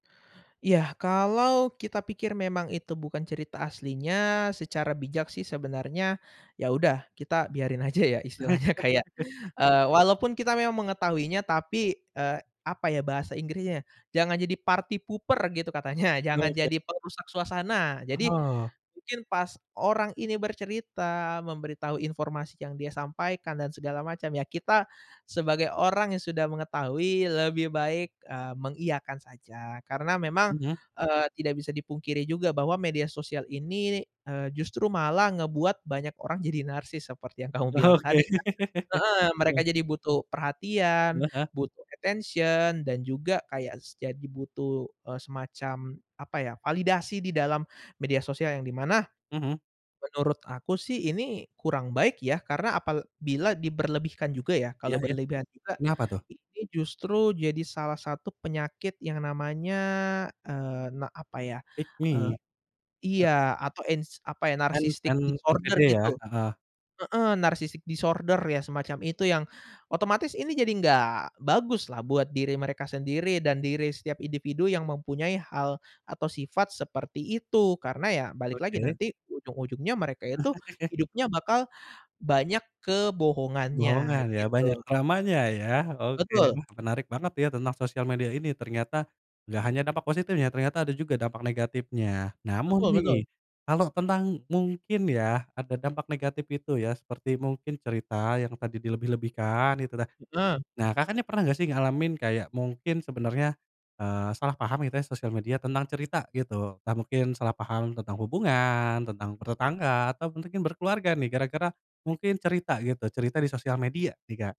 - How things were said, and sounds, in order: laughing while speaking: "aja ya istilahnya"; chuckle; in English: "party pooper"; laughing while speaking: "Oke"; chuckle; laughing while speaking: "kamu"; in English: "attention"; "apabila" said as "apalbila"; in English: "Pick me"; other background noise; in English: "narcissistic disorder"; in English: "narcissistic disorder"; chuckle
- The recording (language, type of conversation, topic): Indonesian, podcast, Bagaimana media sosial mengubah cerita yang diceritakan orang?